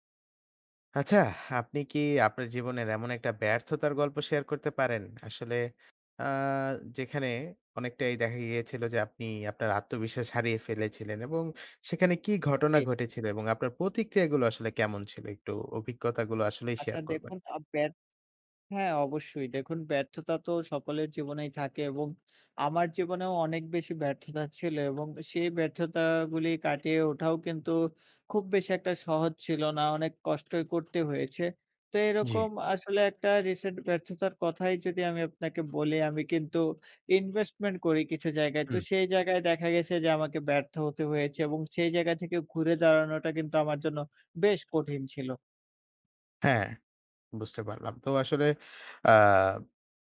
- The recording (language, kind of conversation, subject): Bengali, podcast, তুমি কীভাবে ব্যর্থতা থেকে ফিরে আসো?
- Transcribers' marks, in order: "প্রতিক্রিয়াগুলো" said as "পতিক্রিয়াগুলো"